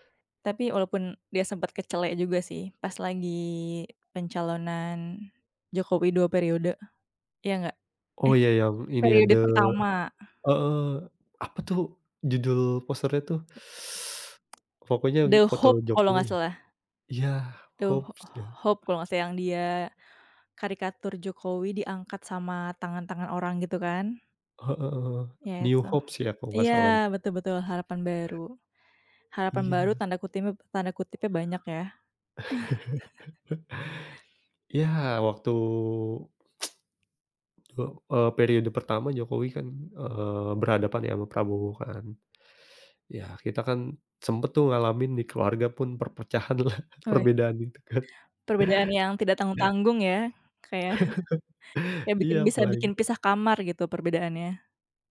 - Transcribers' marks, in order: tapping; in English: "The"; unintelligible speech; other background noise; teeth sucking; chuckle; tsk; teeth sucking; laughing while speaking: "perpecahanlah"; laughing while speaking: "kan"; chuckle; laughing while speaking: "Kayak"; chuckle
- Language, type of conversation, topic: Indonesian, unstructured, Apakah kamu setuju bahwa media kadang memanipulasi rasa takut demi keuntungan?